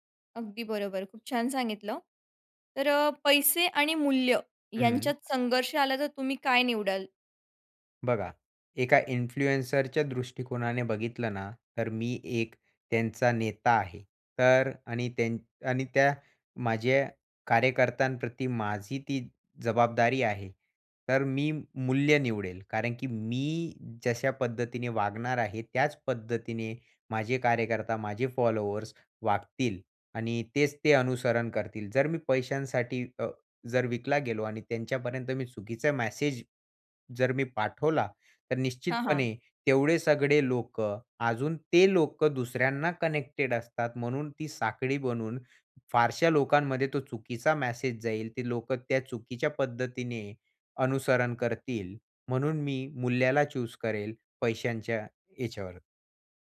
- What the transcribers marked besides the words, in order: in English: "इन्फ्लुएन्सरच्या"; in English: "कनेक्टेड"; in English: "चूज"
- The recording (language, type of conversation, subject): Marathi, podcast, इन्फ्लुएन्सर्सकडे त्यांच्या कंटेंटबाबत कितपत जबाबदारी असावी असं तुम्हाला वाटतं?